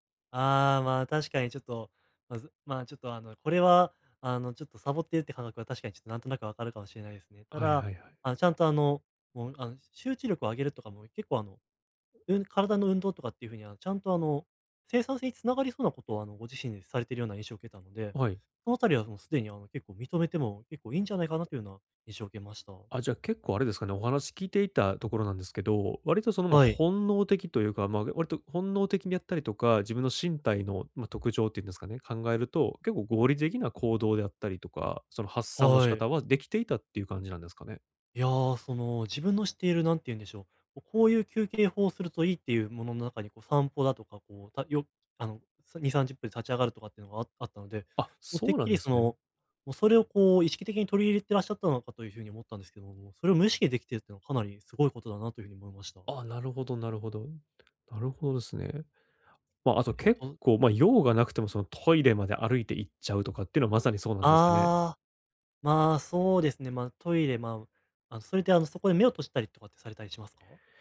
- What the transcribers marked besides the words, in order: none
- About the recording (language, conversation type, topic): Japanese, advice, 作業中に注意散漫になりやすいのですが、集中を保つにはどうすればよいですか？